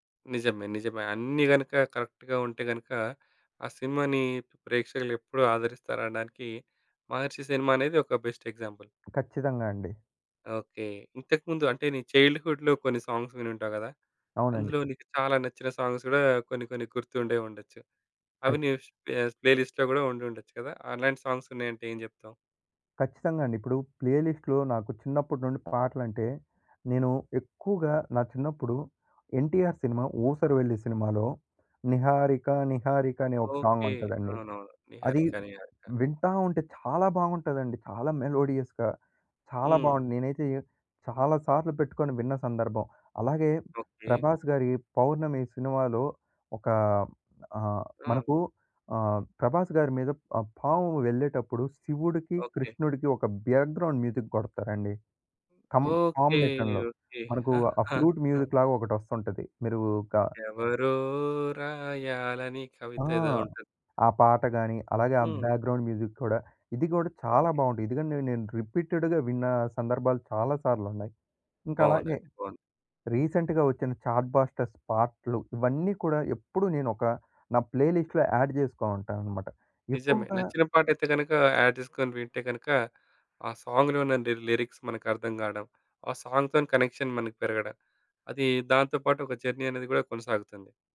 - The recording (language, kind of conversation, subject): Telugu, podcast, షేర్ చేసుకునే పాటల జాబితాకు పాటలను ఎలా ఎంపిక చేస్తారు?
- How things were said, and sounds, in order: in English: "కరెక్ట్‌గా"; in English: "బెస్ట్ ఎగ్జాంపుల్"; in English: "చైల్డ్‌హుడ్‌లో"; in English: "సాంగ్స్"; in English: "సాంగ్స్"; in English: "ప్లే‌లిస్ట్‌లో"; other background noise; in English: "సాంగ్స్"; in English: "ప్లే‌లిస్ట్‌లో"; in English: "సాంగ్"; in English: "మెలోడియస్‌గా"; in English: "బ్యాక్‌గ్రౌండ్ మ్యూజిక్"; in English: "కాంబినేషన్‌లో"; in English: "ప్లూట్ మ్యూజిక్‌లాగా"; chuckle; singing: "ఎవరో రాయాలని"; in English: "బ్యాక్‌గ్రౌండ్ మ్యూజిక్"; in English: "రిపీటేట్‌గా"; in English: "రీసెంట్‌గా"; in English: "చాట్ బాస్టర్స్"; in English: "ప్లే‌లిస్ట్‌లో యాడ్"; in English: "యాడ్"; in English: "సాంగ్‌లో"; in English: "లిరిక్స్"; in English: "సాంగ్‌తోని కనెక్షన్"; in English: "జర్నీ"